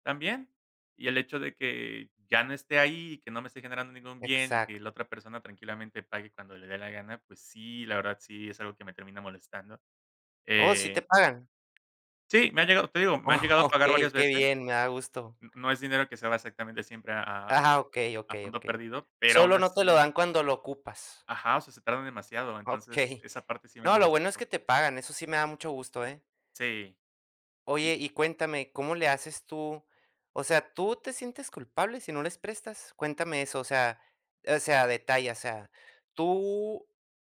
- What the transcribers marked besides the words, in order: tapping; laughing while speaking: "Okey"; laughing while speaking: "Ah"; laughing while speaking: "Okey"
- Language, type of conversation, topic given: Spanish, podcast, ¿Cómo equilibrar el apoyo económico con tus límites personales?